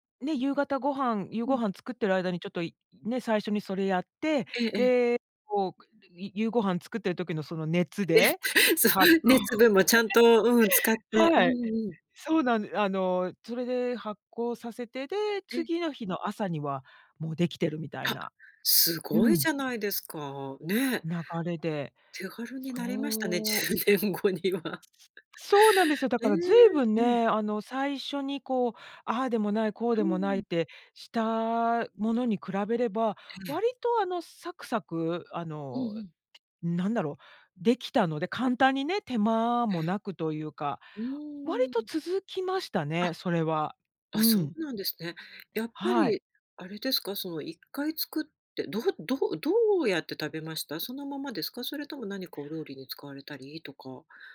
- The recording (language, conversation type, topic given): Japanese, podcast, 自宅で発酵食品を作ったことはありますか？
- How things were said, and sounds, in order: laugh; laughing while speaking: "じゅうねんご には"